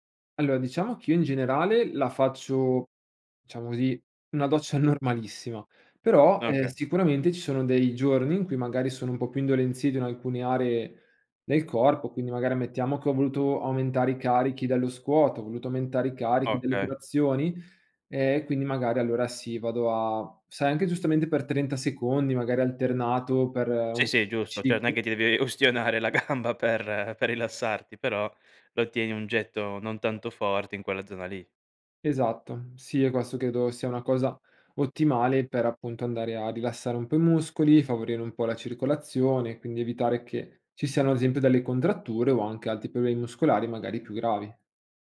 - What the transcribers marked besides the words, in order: "Allora" said as "alloa"; "Okay" said as "oka"; "cioè" said as "ceh"; laughing while speaking: "ustionare la gamba"
- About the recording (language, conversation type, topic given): Italian, podcast, Come creare una routine di recupero che funzioni davvero?